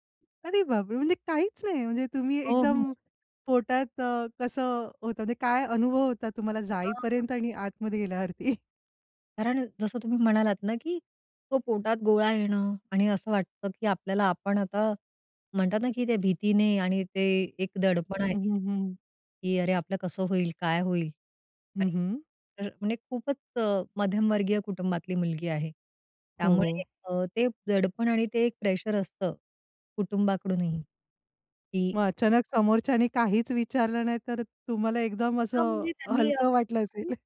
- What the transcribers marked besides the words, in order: laughing while speaking: "गेल्यावरती?"; tapping; laughing while speaking: "असेल"
- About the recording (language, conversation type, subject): Marathi, podcast, पहिली नोकरी तुम्हाला कशी मिळाली आणि त्याचा अनुभव कसा होता?